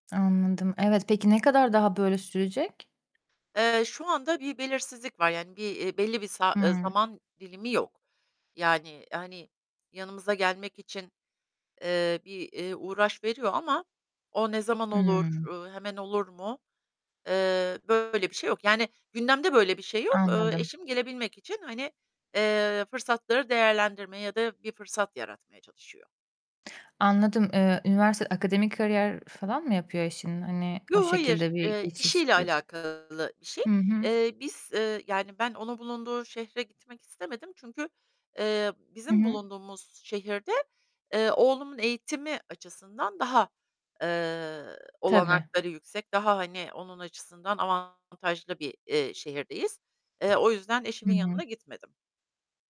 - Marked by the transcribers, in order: other background noise; tapping; static; distorted speech
- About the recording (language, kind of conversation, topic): Turkish, advice, Uzaktaki partnerinizle ilişkinizi sürdürmekte en çok hangi zorlukları yaşıyorsunuz?